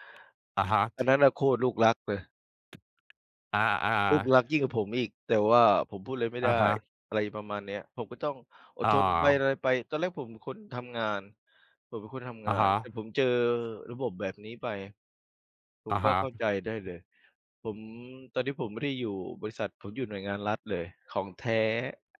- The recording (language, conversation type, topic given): Thai, unstructured, เวลาเหนื่อยใจ คุณชอบทำอะไรเพื่อผ่อนคลาย?
- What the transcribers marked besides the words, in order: other background noise; tapping